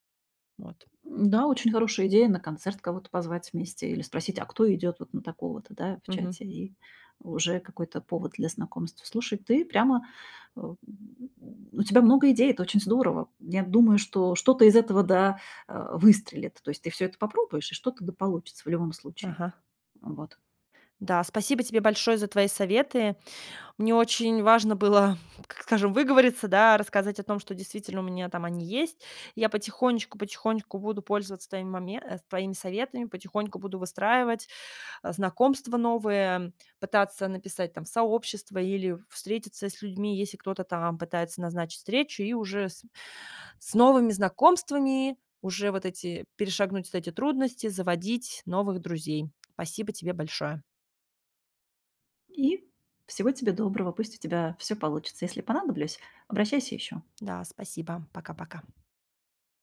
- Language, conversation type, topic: Russian, advice, Какие трудности возникают при попытках завести друзей в чужой культуре?
- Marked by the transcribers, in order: chuckle; "так" said as "тк"; "Спасибо" said as "пасибо"; tapping; other background noise